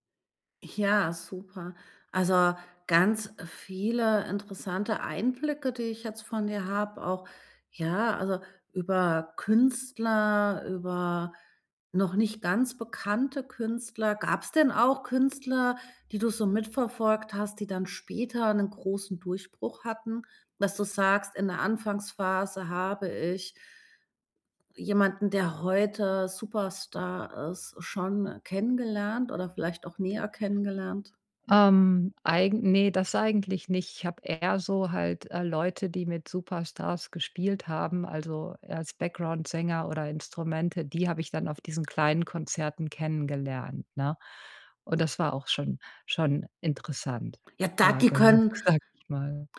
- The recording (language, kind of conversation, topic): German, podcast, Was macht ein Konzert besonders intim und nahbar?
- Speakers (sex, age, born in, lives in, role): female, 40-44, Germany, Germany, host; female, 50-54, Germany, United States, guest
- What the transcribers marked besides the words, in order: drawn out: "viele"; drawn out: "Künstler"; other background noise; laughing while speaking: "sage"